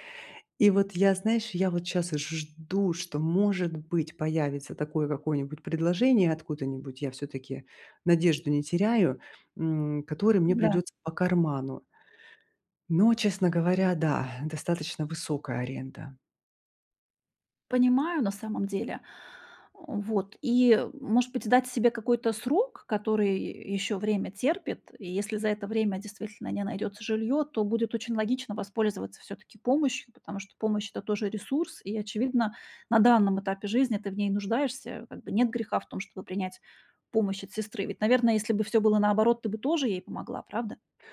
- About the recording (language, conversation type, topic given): Russian, advice, Как лучше управлять ограниченным бюджетом стартапа?
- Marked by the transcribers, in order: tapping; other background noise